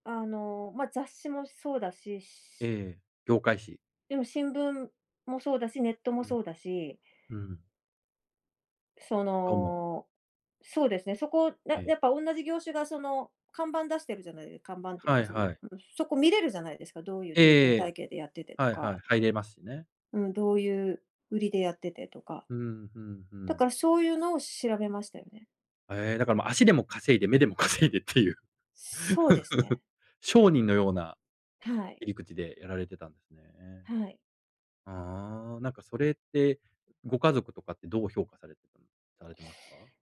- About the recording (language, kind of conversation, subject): Japanese, podcast, 未経験の業界に飛び込む勇気は、どうやって出しましたか？
- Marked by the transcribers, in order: laughing while speaking: "稼いでっていう"; laugh